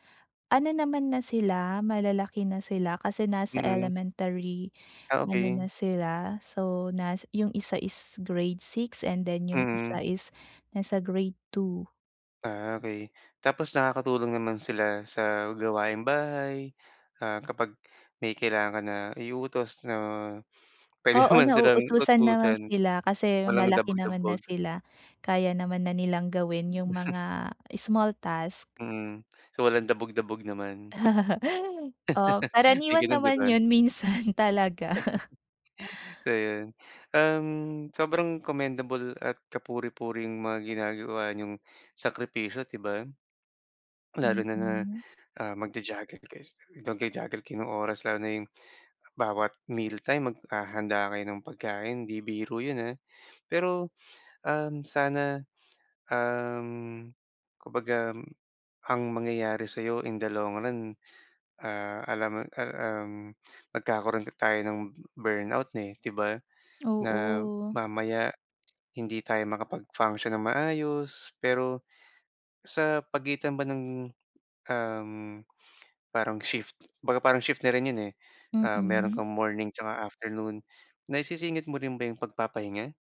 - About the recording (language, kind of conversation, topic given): Filipino, advice, Paano ko epektibong uunahin ang pinakamahahalagang gawain araw-araw?
- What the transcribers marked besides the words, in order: laughing while speaking: "puwede naman"; chuckle; laugh; laughing while speaking: "minsan talaga"; laugh; in English: "magja-juggle"; in English: "magja-juggle"; in English: "in the long run"